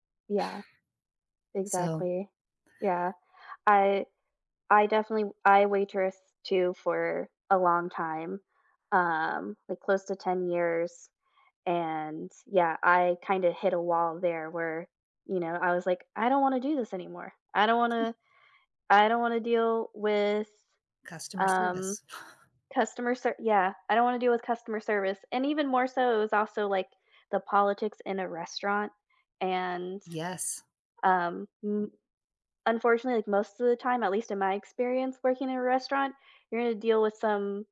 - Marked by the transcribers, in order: chuckle
- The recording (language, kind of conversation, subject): English, unstructured, How do people cope with the sudden changes that come from losing a job?
- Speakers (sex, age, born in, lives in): female, 30-34, United States, United States; female, 35-39, United States, United States